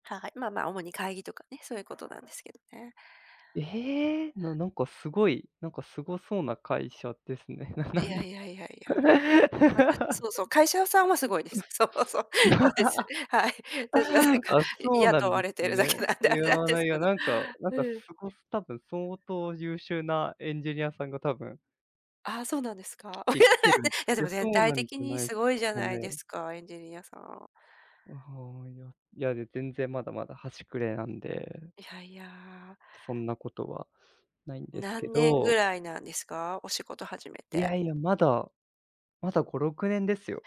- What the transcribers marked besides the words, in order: laugh; laughing while speaking: "そう そう そうです、はい … なんですけど"; other background noise; tapping; laugh
- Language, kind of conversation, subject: Japanese, unstructured, どんな仕事にやりがいを感じますか？